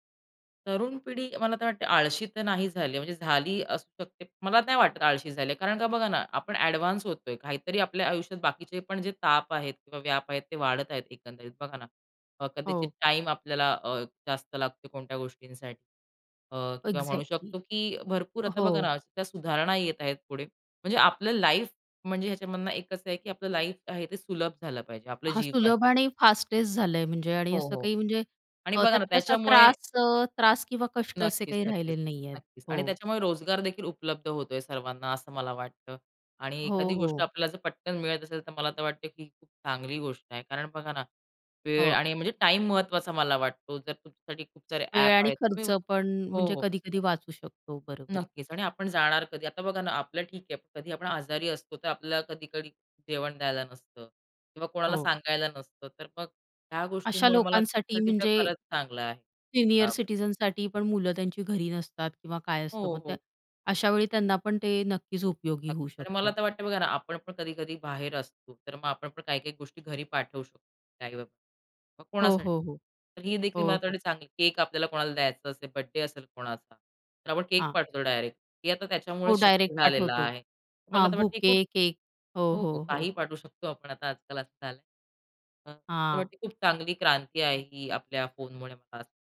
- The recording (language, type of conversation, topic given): Marathi, podcast, दैनिक कामांसाठी फोनवर कोणते साधन तुम्हाला उपयोगी वाटते?
- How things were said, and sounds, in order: in English: "इक्झॅक्टली"; in English: "लाईफ"; in English: "लाईफ"; in English: "फास्टेस्ट"; unintelligible speech; in English: "सीनियर सिटिझनसाठी"; unintelligible speech; in English: "बुके"